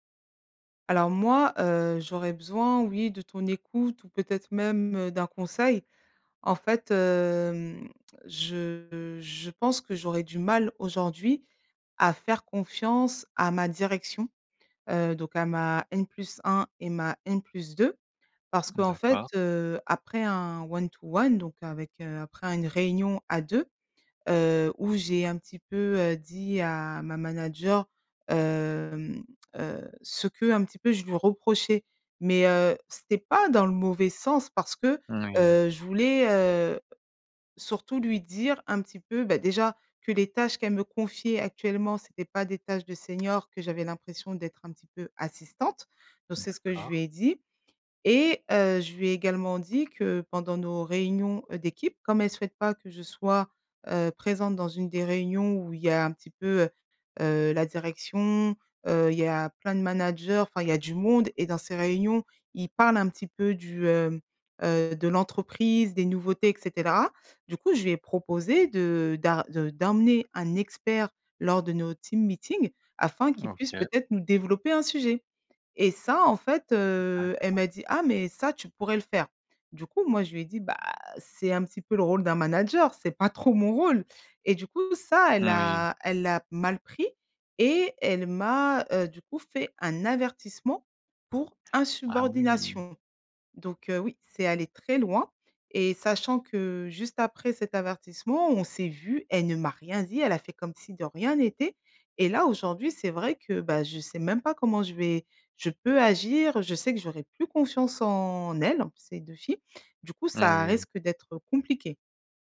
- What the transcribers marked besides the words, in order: in English: "one to one"; tapping; other background noise; "et cetera" said as "xétètelera"; in English: "team meeting"
- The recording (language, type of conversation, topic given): French, advice, Comment ta confiance en toi a-t-elle diminué après un échec ou une critique ?